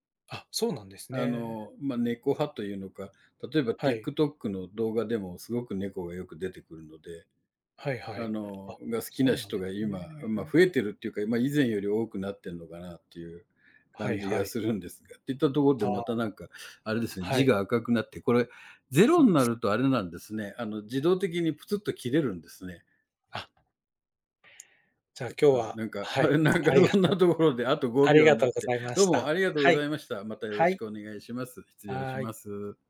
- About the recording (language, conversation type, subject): Japanese, unstructured, 宗教は日常生活にどのような影響を与えていると思いますか？
- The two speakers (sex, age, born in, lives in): male, 35-39, Japan, Japan; male, 60-64, Japan, Japan
- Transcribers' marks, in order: tapping; laughing while speaking: "なんか、そんなところであと ごびょう になって"; other background noise